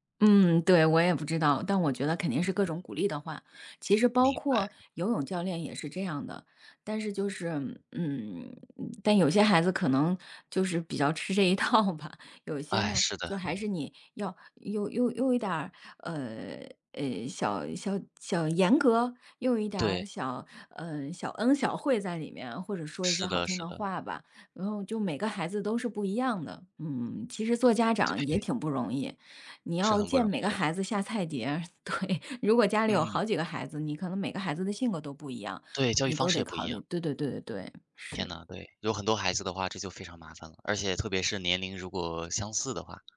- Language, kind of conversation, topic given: Chinese, unstructured, 家长应该干涉孩子的学习吗？
- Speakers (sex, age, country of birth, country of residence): female, 40-44, China, United States; male, 18-19, China, United States
- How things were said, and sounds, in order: laughing while speaking: "套"; tapping; laughing while speaking: "对"; laughing while speaking: "对"